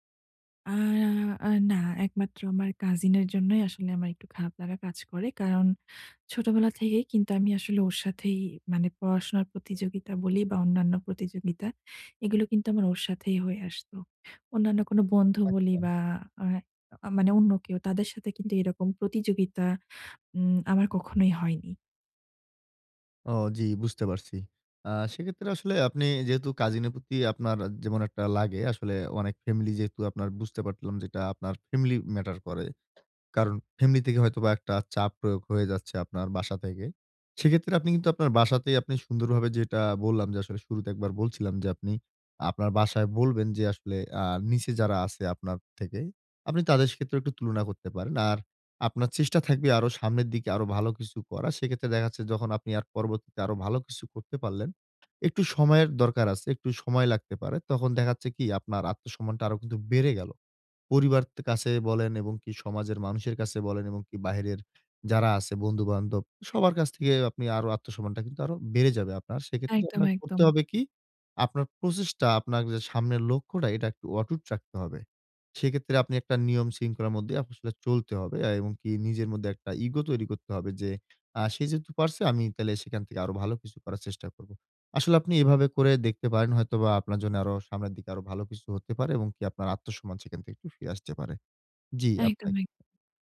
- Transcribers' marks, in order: tapping; "পারলাম" said as "পাটলাম"; in English: "matter"
- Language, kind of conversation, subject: Bengali, advice, অন্যদের সঙ্গে নিজেকে তুলনা না করে আমি কীভাবে আত্মসম্মান বজায় রাখতে পারি?
- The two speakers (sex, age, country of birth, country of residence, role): female, 45-49, Bangladesh, Bangladesh, user; male, 20-24, Bangladesh, Bangladesh, advisor